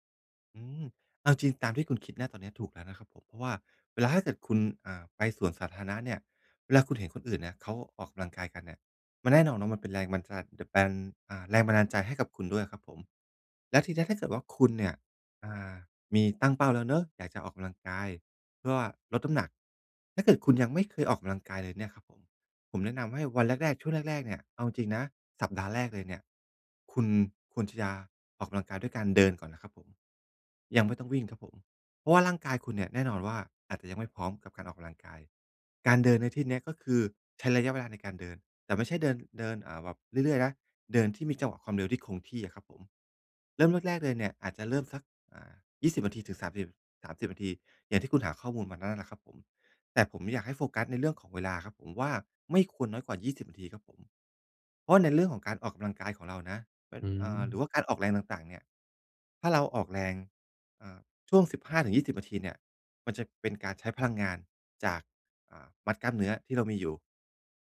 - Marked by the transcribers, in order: none
- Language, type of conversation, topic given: Thai, advice, ฉันจะวัดความคืบหน้าเล็กๆ ในแต่ละวันได้อย่างไร?